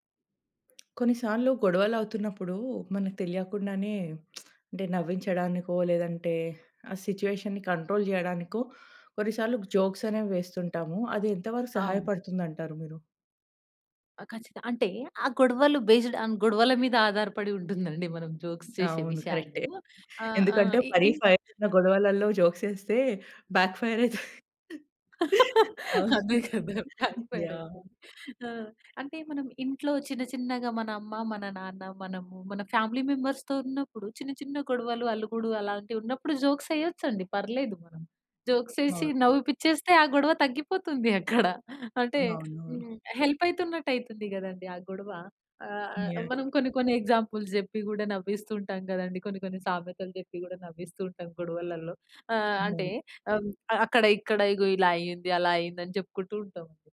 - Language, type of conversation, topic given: Telugu, podcast, గొడవలో హాస్యాన్ని ఉపయోగించడం ఎంతవరకు సహాయపడుతుంది?
- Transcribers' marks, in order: tapping; lip smack; in English: "సిట్యుయేషన్‌ని కంట్రోల్"; in English: "జోక్స్"; in English: "బేస్డ్ ఆన్"; other background noise; in English: "జోక్స్"; in English: "ఫైర్"; in English: "జోక్స్"; in English: "బ్యాక్ ఫైర్"; laughing while speaking: "అదే కదా! బ్యాక్ ఫైర్ ఐతరు. ఆ!"; in English: "బ్యాక్ ఫైర్"; laughing while speaking: "అయితది. అవును. యాహ్!"; in English: "ఫ్యామిలీ మెంబర్స్‌తో"; in English: "జోక్స్"; in English: "జోక్స్"; in English: "హెల్ప్"; in English: "ఎగ్జాంపుల్స్"